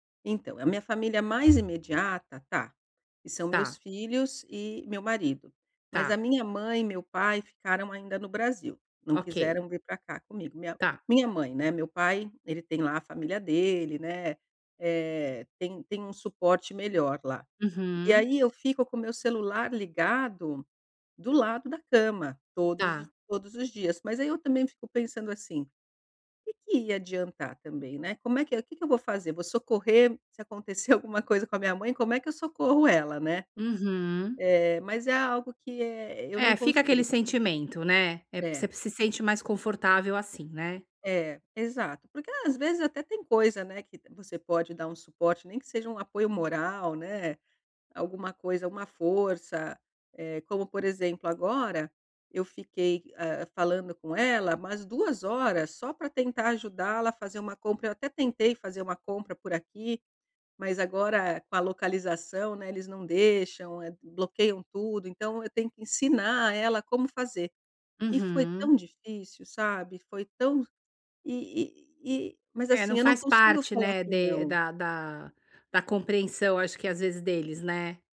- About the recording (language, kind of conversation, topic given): Portuguese, advice, Como posso definir limites claros sobre a minha disponibilidade?
- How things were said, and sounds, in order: tapping